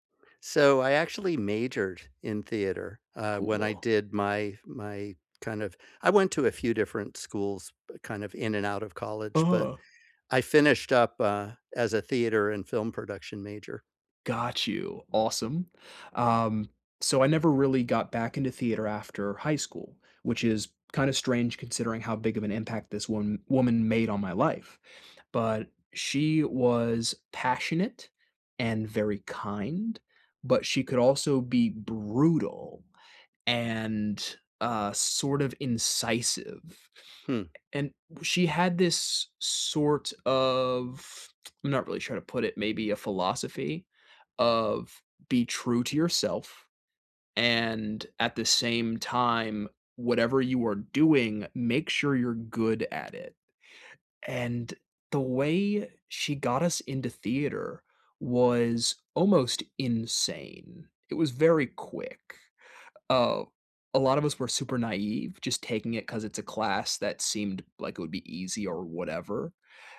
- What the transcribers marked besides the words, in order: stressed: "brutal"; tsk; tapping
- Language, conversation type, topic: English, unstructured, Who is a teacher or mentor who has made a big impact on you?